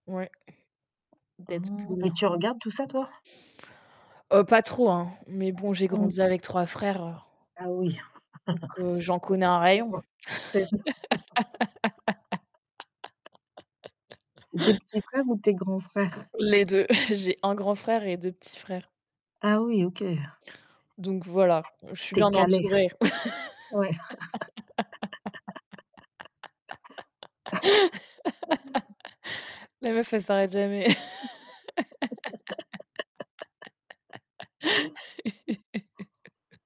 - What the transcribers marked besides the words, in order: static; tapping; other background noise; laugh; unintelligible speech; chuckle; laugh; chuckle; distorted speech; laugh; chuckle; laugh
- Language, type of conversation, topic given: French, unstructured, Préféreriez-vous être le héros d’un livre ou le méchant d’un film ?